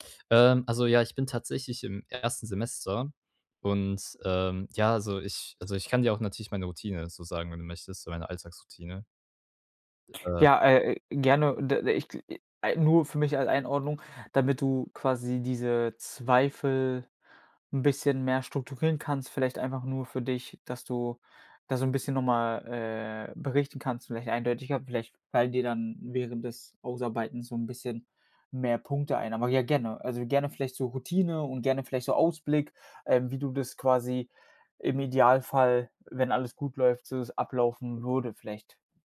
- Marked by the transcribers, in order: none
- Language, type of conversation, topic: German, advice, Wie überwinde ich Zweifel und bleibe nach einer Entscheidung dabei?
- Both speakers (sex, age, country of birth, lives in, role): male, 18-19, Germany, Germany, user; male, 25-29, Germany, Germany, advisor